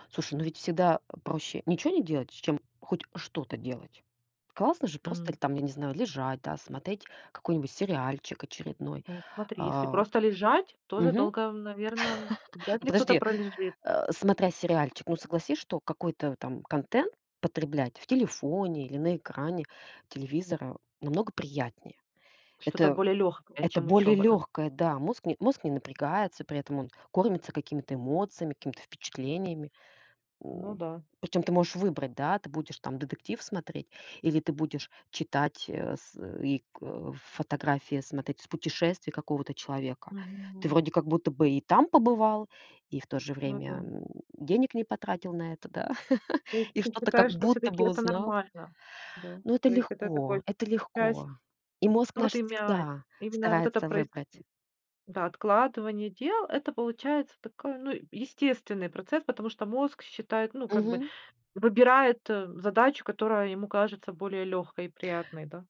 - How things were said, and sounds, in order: laugh; laughing while speaking: "да?"; other background noise; chuckle; tapping
- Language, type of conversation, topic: Russian, podcast, Как справляться с прокрастинацией при учёбе?